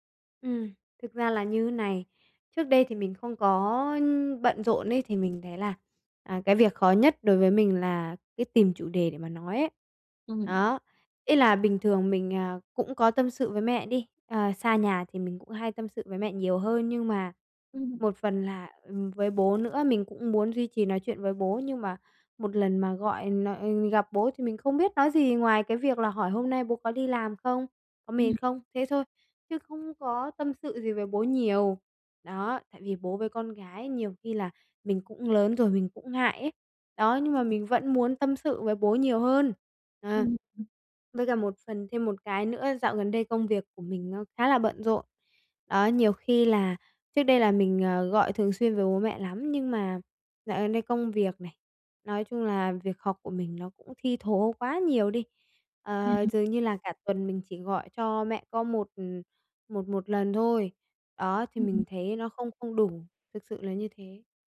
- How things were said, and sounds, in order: other background noise; tapping
- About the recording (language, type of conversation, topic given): Vietnamese, advice, Làm thế nào để duy trì sự gắn kết với gia đình khi sống xa nhà?